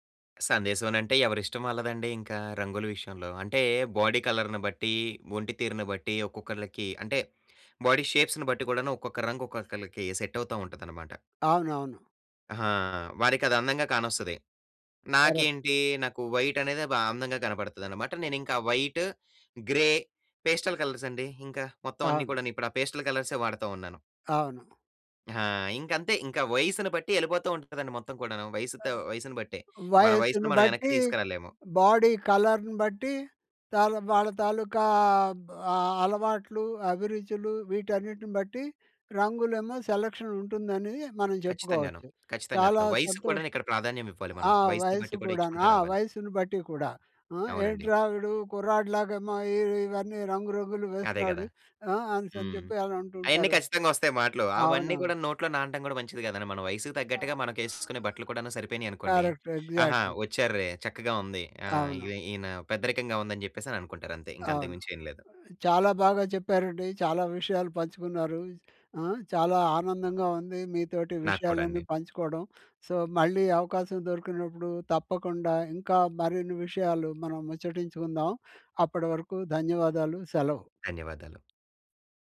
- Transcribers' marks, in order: in English: "బాడీ కలర్‌ని"; other background noise; in English: "బాడీ షేప్స్‌ని"; in English: "గ్రే, పేస్టల్"; in English: "పేస్టల్ కలర్స్"; in English: "బాడీ కలర్‌ను"; in English: "కరక్ట్. ఎగ్జాక్ట్‌లీ"; in English: "సో"; tapping
- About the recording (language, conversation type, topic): Telugu, podcast, రంగులు మీ వ్యక్తిత్వాన్ని ఎలా వెల్లడిస్తాయనుకుంటారు?